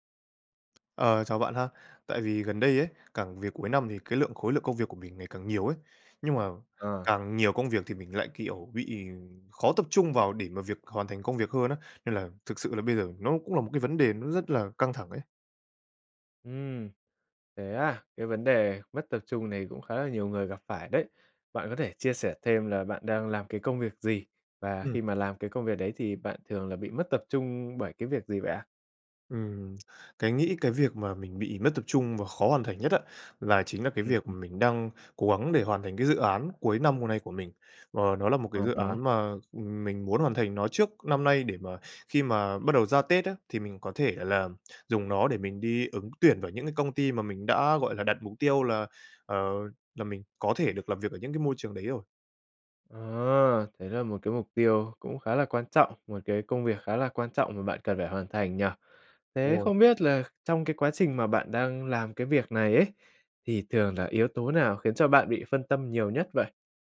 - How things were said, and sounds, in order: tapping
- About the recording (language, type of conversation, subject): Vietnamese, advice, Làm thế nào để bớt bị gián đoạn và tập trung hơn để hoàn thành công việc?